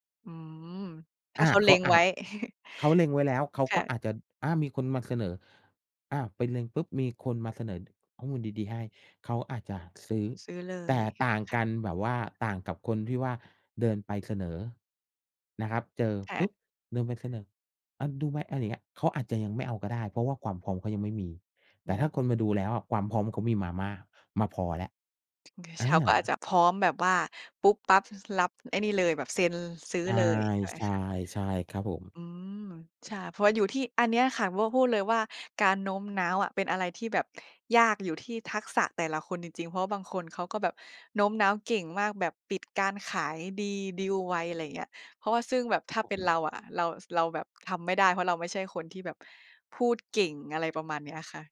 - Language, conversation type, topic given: Thai, unstructured, ถ้าคุณต้องการโน้มน้าวให้ใครสักคนเชื่อคุณ คุณจะเริ่มต้นอย่างไร?
- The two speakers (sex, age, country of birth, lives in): female, 25-29, Thailand, Thailand; male, 45-49, Thailand, Thailand
- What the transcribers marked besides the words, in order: chuckle; other background noise; tapping